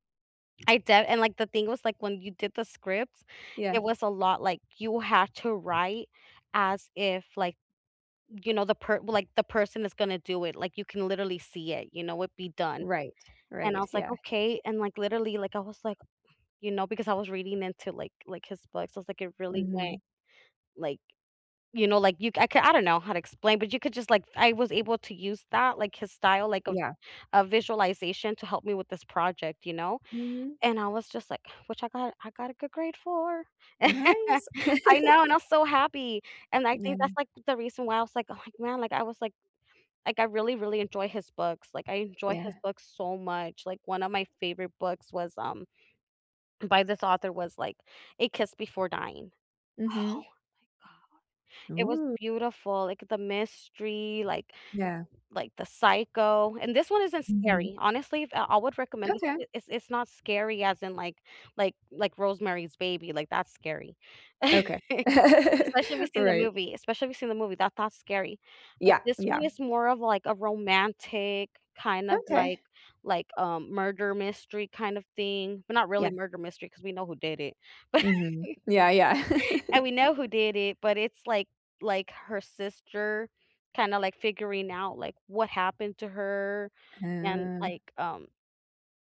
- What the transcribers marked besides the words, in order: laugh; singing: "good grade for"; chuckle; put-on voice: "Oh my god"; tapping; laugh; laugh; chuckle
- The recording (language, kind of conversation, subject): English, unstructured, What types of books do you enjoy most, and why?
- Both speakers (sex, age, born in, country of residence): female, 35-39, United States, United States; female, 40-44, United States, United States